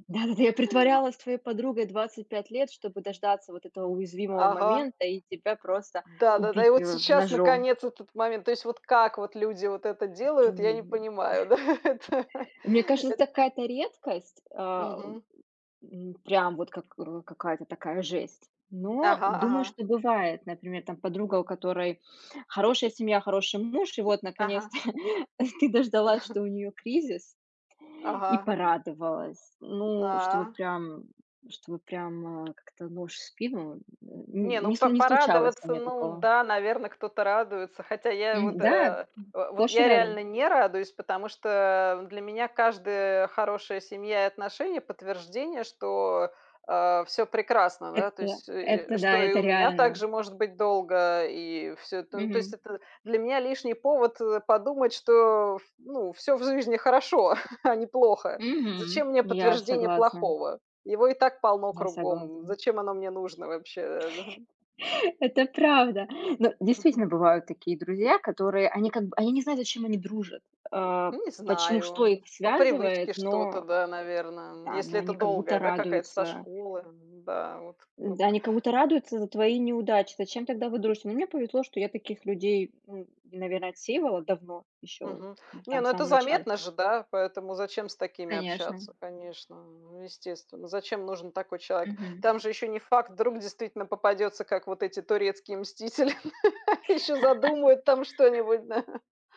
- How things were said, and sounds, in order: laughing while speaking: "да, это"; laughing while speaking: "наконец-то ты дождалась"; chuckle; chuckle; chuckle; laughing while speaking: "турецкие мстители"; chuckle; laugh; laughing while speaking: "да"
- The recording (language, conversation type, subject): Russian, unstructured, Что для вас значит настоящая дружба?
- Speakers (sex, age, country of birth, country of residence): female, 35-39, Russia, Germany; female, 45-49, Belarus, Spain